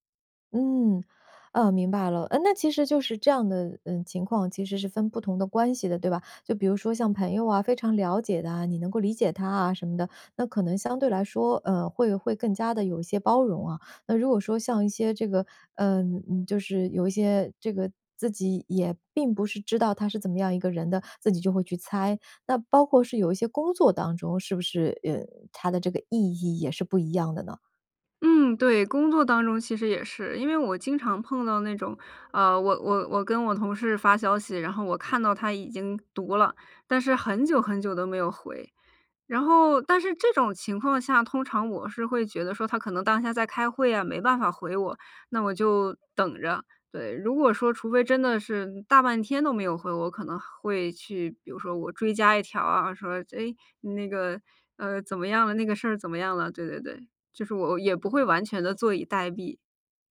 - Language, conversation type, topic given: Chinese, podcast, 看到对方“已读不回”时，你通常会怎么想？
- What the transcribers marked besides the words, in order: other background noise